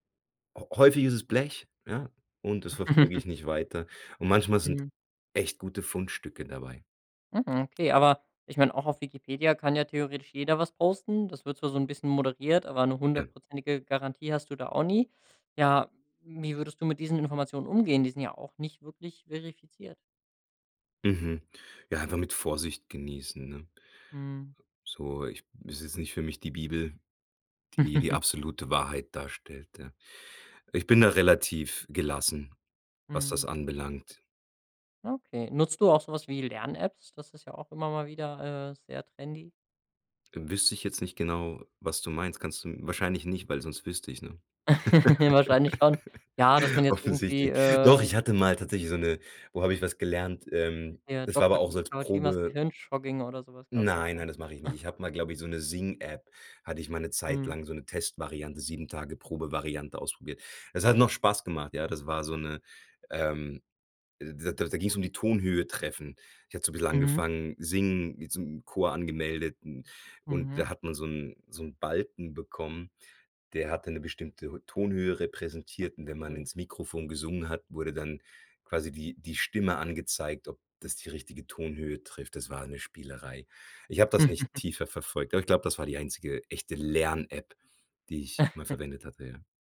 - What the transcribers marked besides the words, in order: chuckle; other background noise; laugh; in English: "trendy"; laugh; unintelligible speech; chuckle; laugh; stressed: "Lern-App"; chuckle
- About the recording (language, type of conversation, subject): German, podcast, Wie nutzt du Technik fürs lebenslange Lernen?